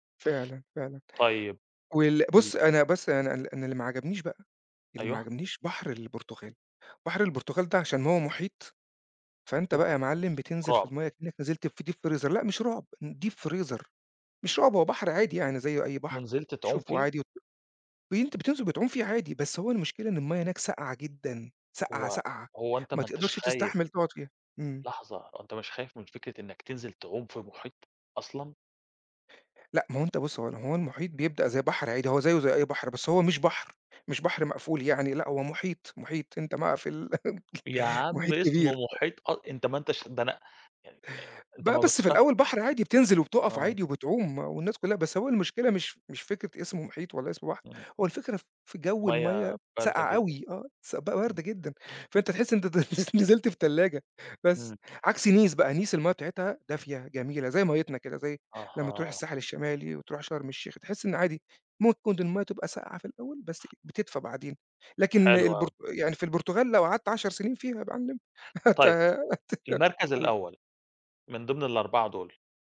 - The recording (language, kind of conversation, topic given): Arabic, podcast, خبرنا عن أجمل مكان طبيعي زرته وليه عجبك؟
- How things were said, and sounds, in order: in English: "Deep freezer"; in English: "Deep freezer"; other noise; laugh; laughing while speaking: "نز نزلت في تلاجة"; tapping; "ممكن" said as "مكّن"; other background noise; laughing while speaking: "هت هت"